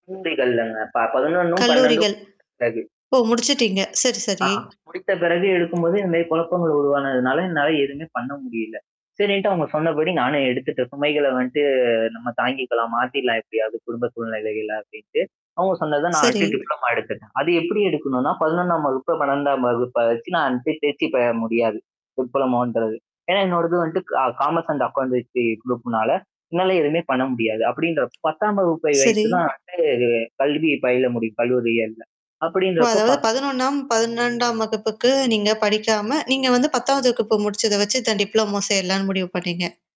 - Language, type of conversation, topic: Tamil, podcast, எந்தப் பயணம் உங்களுக்கு எதிர்பாராத திருப்பத்தை ஏற்படுத்தியது?
- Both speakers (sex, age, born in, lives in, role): female, 20-24, India, India, host; male, 20-24, India, India, guest
- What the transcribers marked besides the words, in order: static; unintelligible speech; unintelligible speech; distorted speech; other background noise; mechanical hum; tapping; in English: "டிப்ளோமோன்றது"; in English: "காமர்ஸ் அண்ட் அக்கவுண்டன்சி குரூப்னால"; unintelligible speech; unintelligible speech; in English: "டிப்ளோமோ"